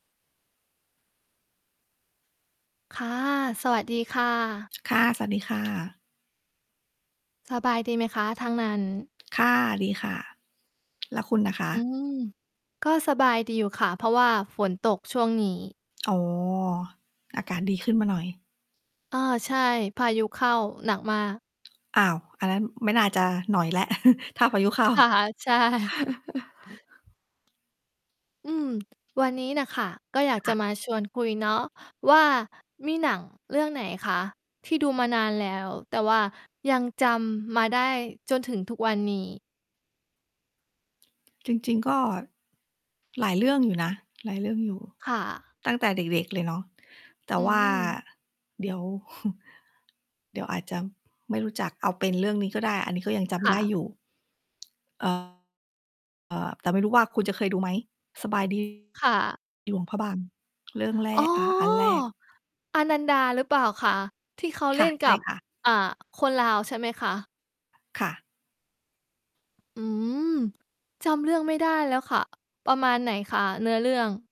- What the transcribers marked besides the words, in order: other noise; static; distorted speech; tapping; chuckle; laughing while speaking: "ใช่"; chuckle; mechanical hum; chuckle
- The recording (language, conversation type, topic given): Thai, unstructured, หนังเรื่องไหนที่คุณดูแล้วจำได้จนถึงตอนนี้?